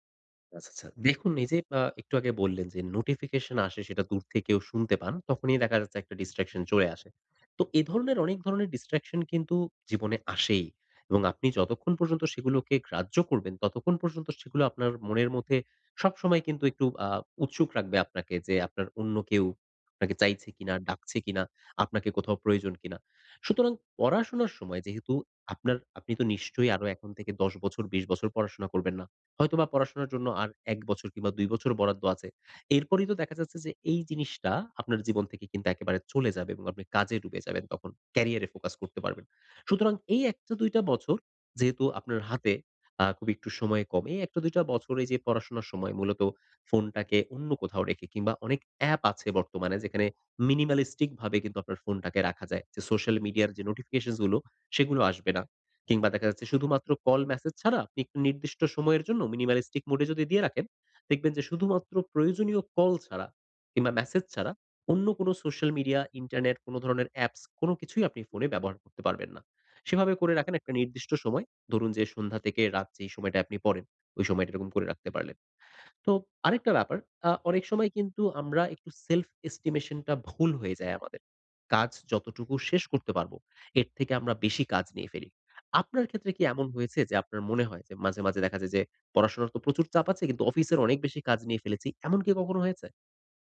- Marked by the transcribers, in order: in English: "distraction"; in English: "minimalistic"; in English: "social media"; in English: "minimalistic mode"; in English: "social media, internet"; in English: "self estimation"
- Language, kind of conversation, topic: Bengali, advice, একাধিক কাজ একসঙ্গে করতে গিয়ে কেন মনোযোগ হারিয়ে ফেলেন?